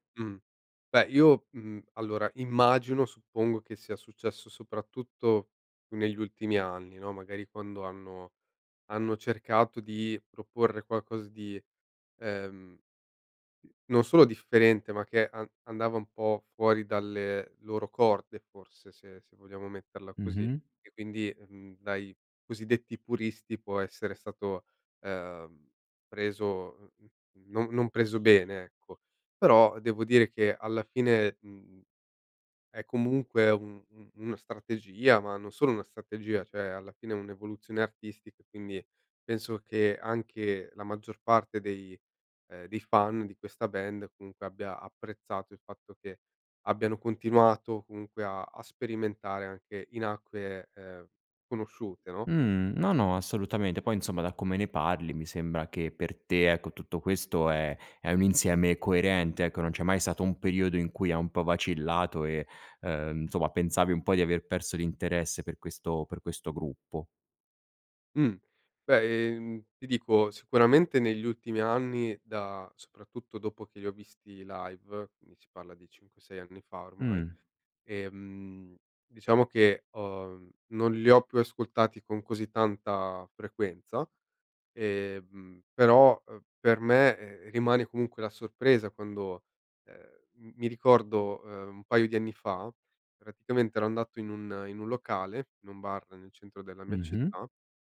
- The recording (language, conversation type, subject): Italian, podcast, Ci parli di un artista che unisce culture diverse nella sua musica?
- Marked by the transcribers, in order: "cioè" said as "ceh"; "stato" said as "sato"; "insomma" said as "nsomma"; in English: "live"